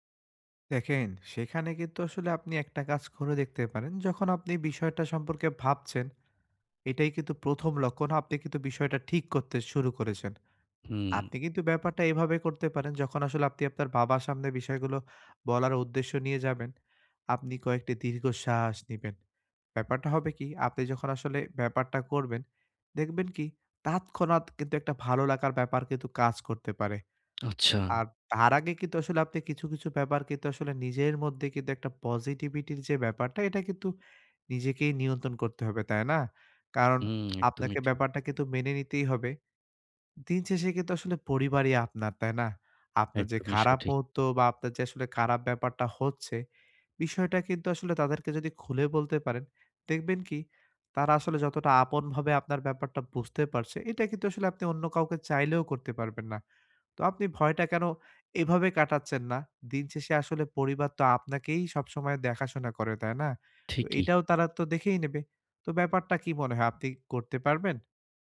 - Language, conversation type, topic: Bengali, advice, চোট বা ব্যর্থতার পর আপনি কীভাবে মানসিকভাবে ঘুরে দাঁড়িয়ে অনুপ্রেরণা বজায় রাখবেন?
- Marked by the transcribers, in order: tapping; "তৎক্ষণাৎ" said as "তাৎক্ষণাৎ"; lip smack; lip smack